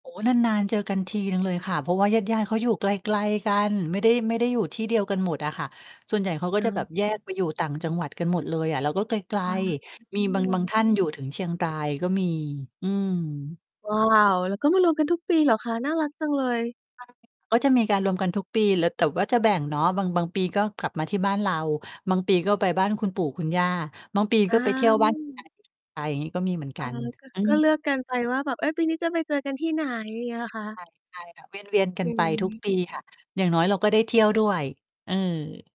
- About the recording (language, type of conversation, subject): Thai, podcast, ตอนเด็ก ๆ คุณคิดถึงประเพณีอะไรที่สุด?
- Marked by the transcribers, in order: distorted speech; unintelligible speech; unintelligible speech; tapping; unintelligible speech